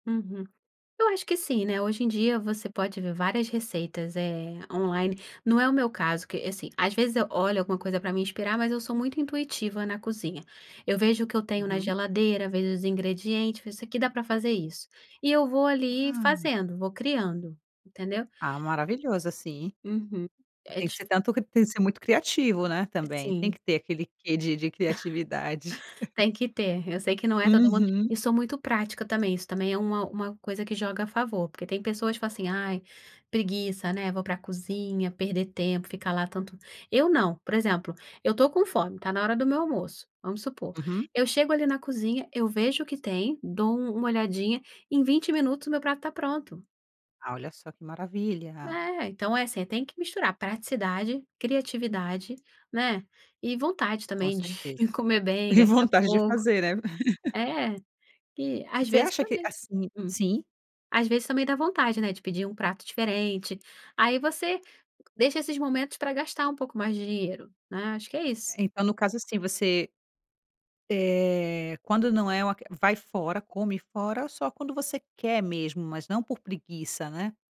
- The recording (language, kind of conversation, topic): Portuguese, podcast, Como comer bem com pouco dinheiro?
- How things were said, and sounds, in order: tapping; chuckle; chuckle; chuckle